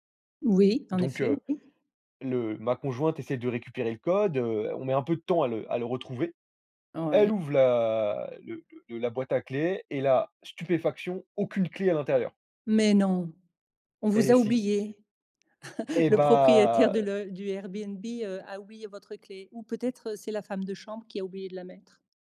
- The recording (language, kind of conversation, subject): French, podcast, Peux-tu raconter un pépin de voyage dont tu rigoles encore ?
- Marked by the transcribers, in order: surprised: "Mais non ! On vous a oublié ?"; chuckle; drawn out: "bah"